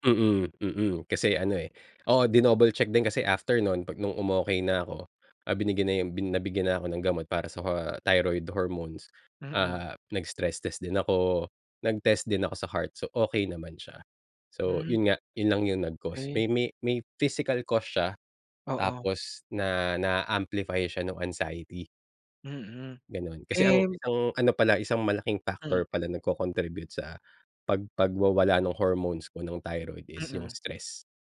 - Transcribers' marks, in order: in English: "physical cause"; in English: "amplify"; tapping
- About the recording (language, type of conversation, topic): Filipino, podcast, Anong simpleng gawi ang talagang nagbago ng buhay mo?